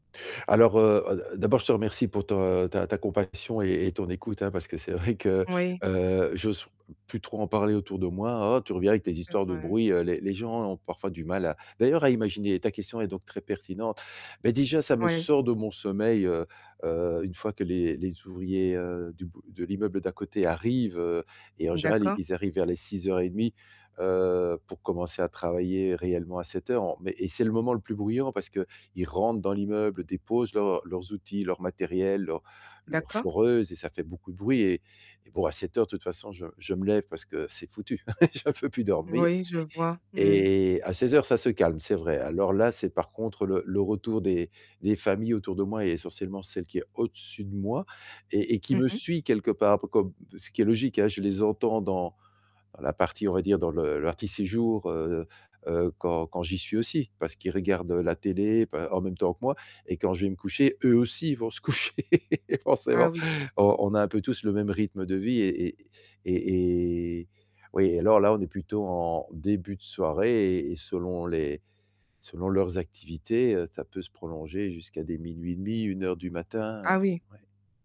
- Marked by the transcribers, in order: static; distorted speech; laugh; stressed: "eux"; laugh
- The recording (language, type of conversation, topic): French, advice, Comment puis-je réduire les bruits et les interruptions à la maison pour me détendre ?